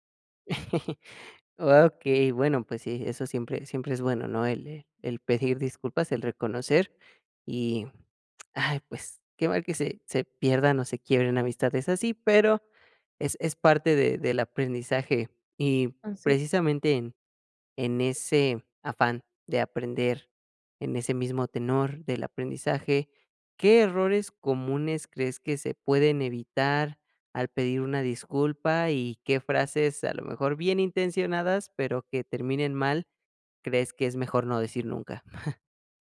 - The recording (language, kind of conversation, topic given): Spanish, podcast, ¿Cómo pides disculpas cuando metes la pata?
- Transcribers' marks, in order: chuckle; chuckle